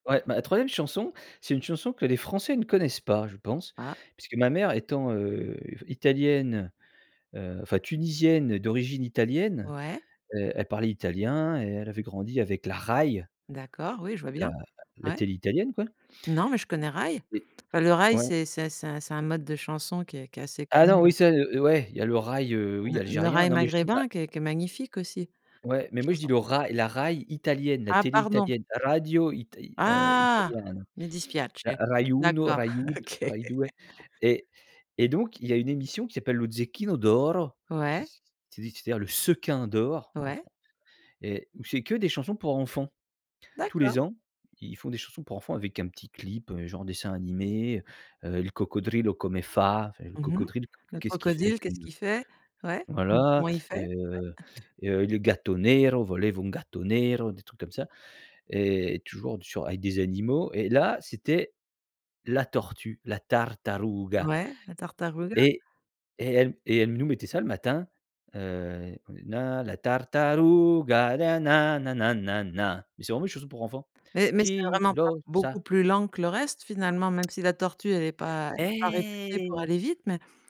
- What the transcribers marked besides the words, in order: drawn out: "heu"; stressed: "Rai"; in Italian: "radio ita, heu, italiana, ra rai uno, rai du rai due"; put-on voice: "radio ita, heu, italiana, ra rai uno, rai du rai due"; put-on voice: "Me dispiace"; laughing while speaking: "OK"; in Italian: "Zecchino d'oro"; put-on voice: "Zecchino d'oro"; stressed: "sequin"; in Italian: "Il coccodrillo come Fa"; put-on voice: "Il coccodrillo come Fa"; other background noise; "crocodile" said as "cocodrile"; unintelligible speech; chuckle; in Italian: "gatto nero, volevo un gatto nero"; put-on voice: "gatto nero, volevo un gatto nero"; in Italian: "tartaruga"; put-on voice: "tartaruga"; in Italian: "tartaruga"; singing: "come la tartaruga, na-na na-na na-na"; in Italian: "come la tartaruga"; put-on voice: "come la tartaruga"; singing: "chi lo sa !"; in Italian: "chi lo sa !"; put-on voice: "chi lo sa !"; drawn out: "Eh !"
- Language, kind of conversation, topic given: French, podcast, Quelle chanson te rappelle ton enfance ?